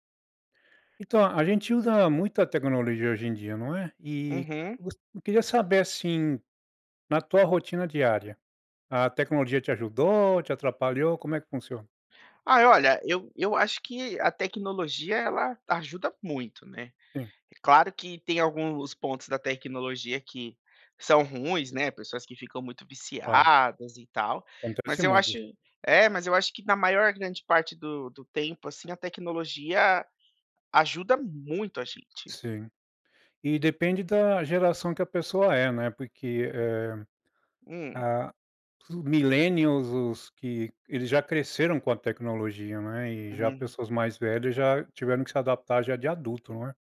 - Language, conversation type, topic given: Portuguese, podcast, Como a tecnologia mudou sua rotina diária?
- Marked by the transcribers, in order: none